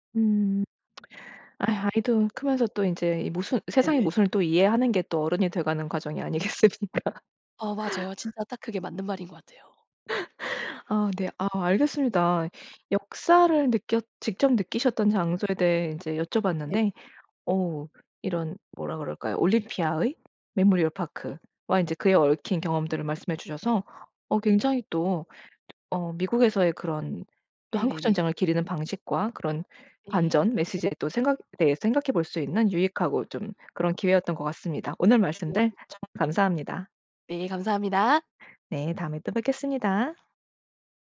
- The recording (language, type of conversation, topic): Korean, podcast, 그곳에 서서 역사를 실감했던 장소가 있다면, 어디인지 이야기해 주실래요?
- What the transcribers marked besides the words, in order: lip smack; laughing while speaking: "아니겠습니까?"; laugh; tapping; other background noise